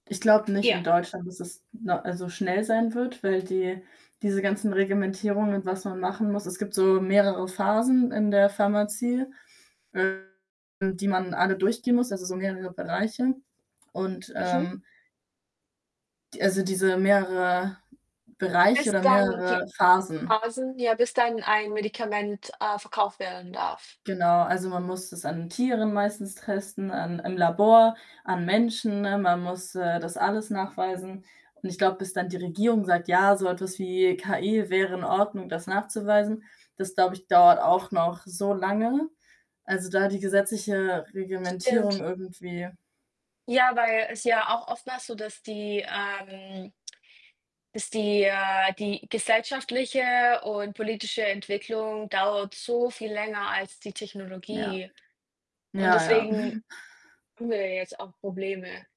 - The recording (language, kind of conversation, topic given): German, unstructured, Was hältst du von Tierversuchen in der Wissenschaft?
- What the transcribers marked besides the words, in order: static; other background noise; distorted speech; tapping; "Reglementierung" said as "Regelmentierung"; drawn out: "ähm"; tsk; giggle